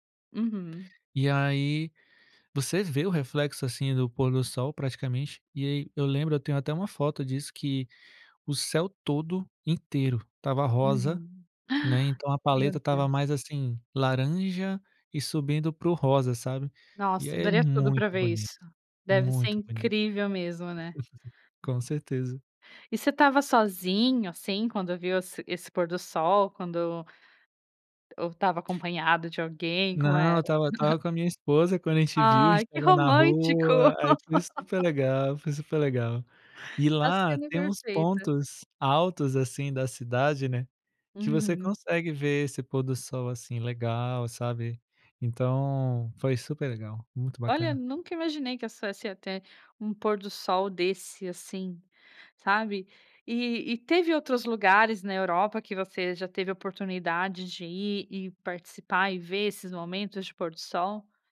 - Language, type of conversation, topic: Portuguese, podcast, Qual pôr do sol você nunca esqueceu?
- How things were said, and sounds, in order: surprised: "Ah!"; chuckle; other background noise; laugh; laugh